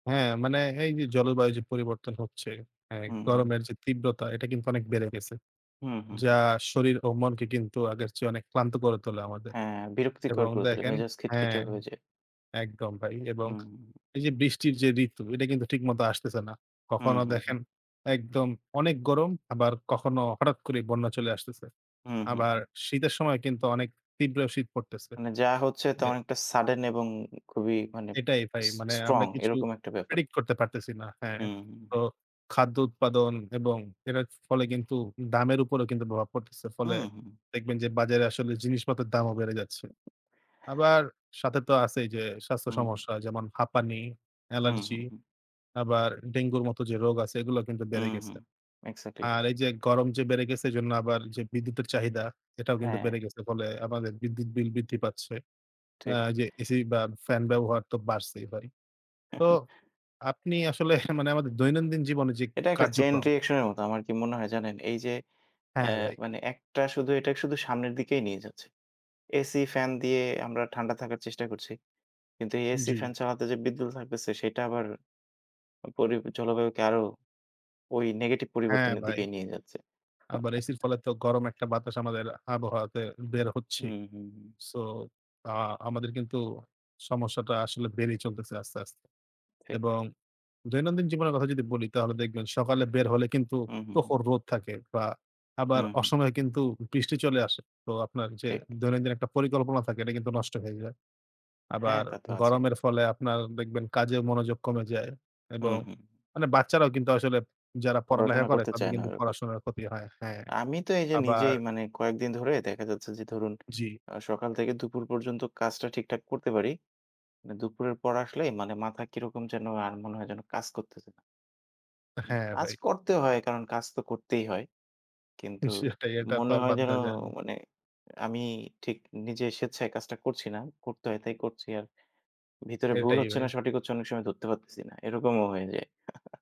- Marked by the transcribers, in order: other background noise; in English: "predict"; chuckle; laughing while speaking: "আসলে"; in English: "chain reaction"; unintelligible speech; chuckle
- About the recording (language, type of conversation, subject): Bengali, unstructured, জলবায়ু পরিবর্তন আমাদের দৈনন্দিন জীবনে কীভাবে প্রভাব ফেলে?